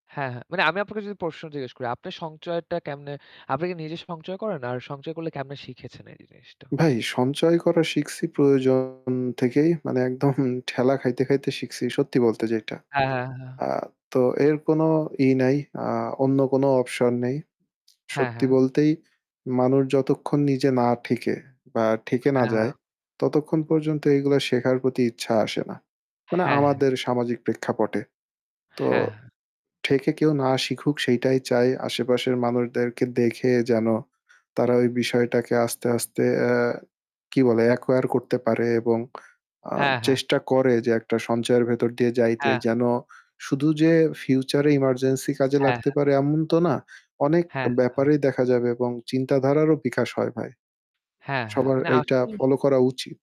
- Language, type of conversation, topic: Bengali, unstructured, আর্থিক স্বাধীনতা কীভাবে অর্জন করা যায়?
- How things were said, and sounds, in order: distorted speech; in English: "acquire"